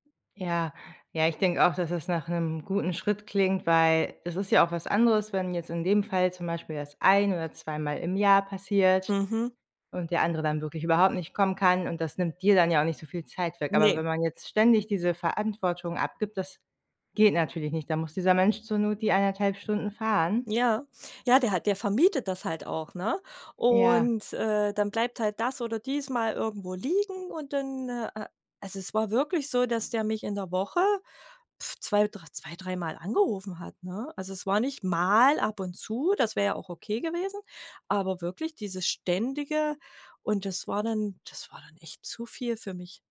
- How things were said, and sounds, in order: other background noise; drawn out: "Und"; stressed: "mal"
- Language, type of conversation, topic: German, advice, Warum fällt es dir schwer, bei Bitten Nein zu sagen?